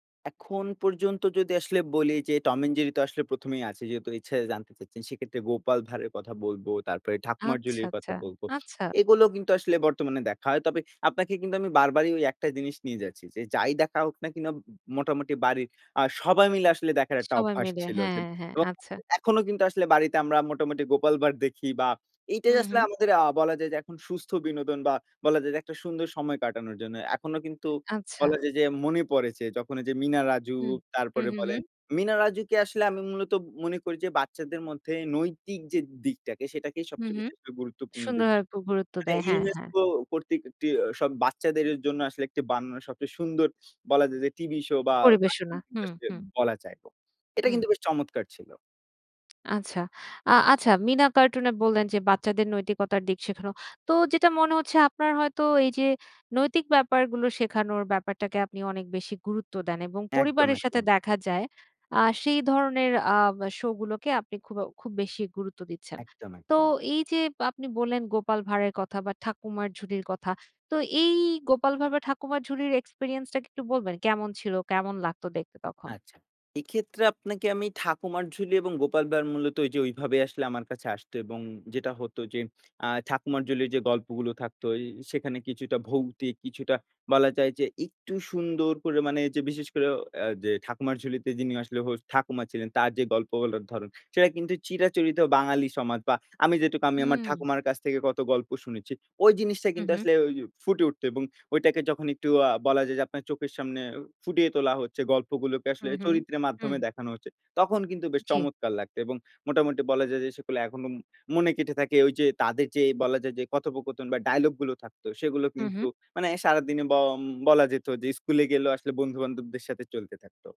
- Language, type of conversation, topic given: Bengali, podcast, ছোটবেলায় কোন টিভি অনুষ্ঠান তোমাকে ভীষণভাবে মগ্ন করে রাখত?
- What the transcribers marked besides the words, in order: unintelligible speech; other noise; unintelligible speech; tapping